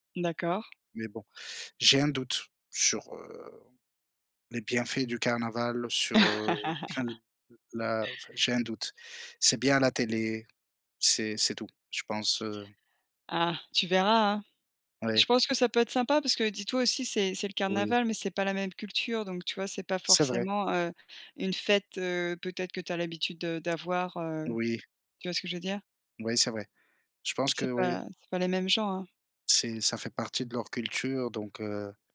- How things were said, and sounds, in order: laugh; unintelligible speech
- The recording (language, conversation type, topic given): French, unstructured, Préférez-vous le café ou le thé pour commencer votre journée ?